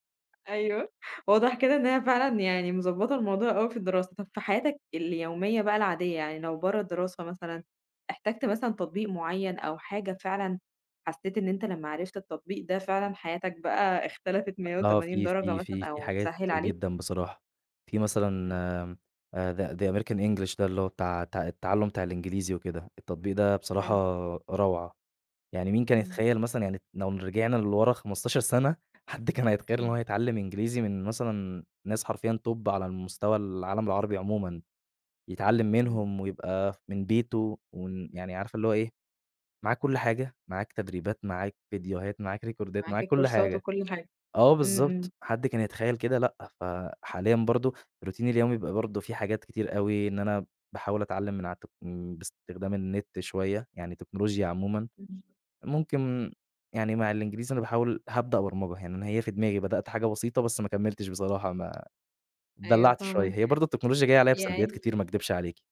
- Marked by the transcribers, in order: tapping; other noise; laughing while speaking: "حد كان هيتخيّل"; in English: "Top"; in English: "ريكوردات"; in English: "الكورسات"; in English: "روتيني"; other background noise
- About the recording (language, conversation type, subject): Arabic, podcast, ازاي التكنولوجيا غيّرت روتينك اليومي؟